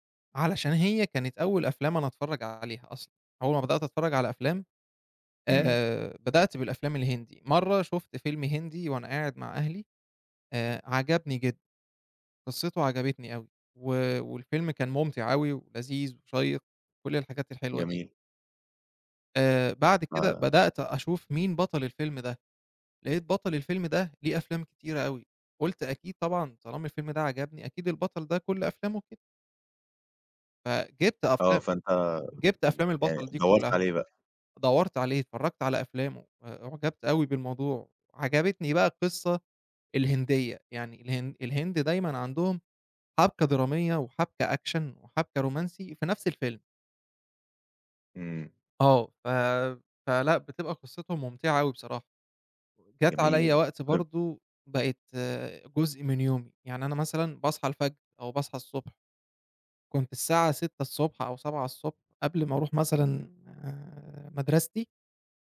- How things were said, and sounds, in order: in English: "Action"; in English: "رومانسي"; tapping
- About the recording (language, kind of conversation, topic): Arabic, podcast, احكيلي عن هوايتك المفضلة وإزاي بدأت فيها؟